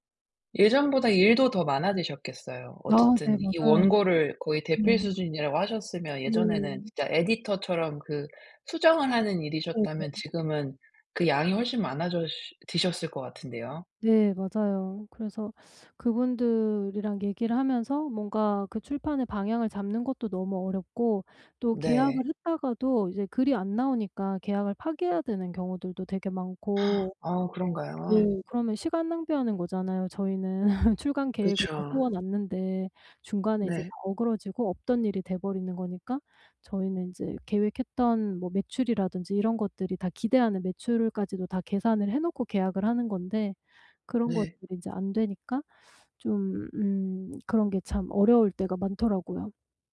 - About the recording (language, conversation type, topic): Korean, advice, 내 직업이 내 개인적 가치와 정말 잘 맞는지 어떻게 알 수 있을까요?
- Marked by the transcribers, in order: in English: "에디터"; teeth sucking; gasp; other background noise; laugh